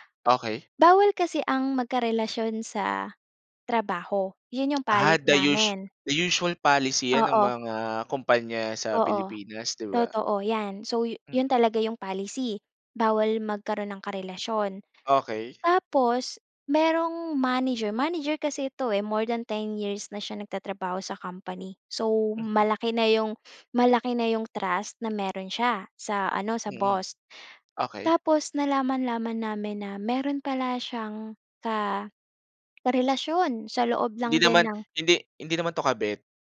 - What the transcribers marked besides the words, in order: none
- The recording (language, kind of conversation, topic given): Filipino, podcast, Paano mo binabalanse ang trabaho at personal na buhay?